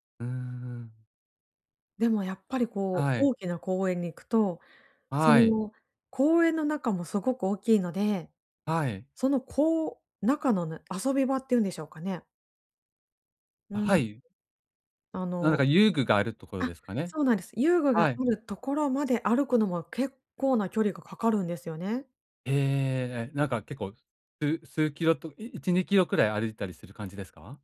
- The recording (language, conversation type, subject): Japanese, advice, 休日の集まりを無理せず断るにはどうすればよいですか？
- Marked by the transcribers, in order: none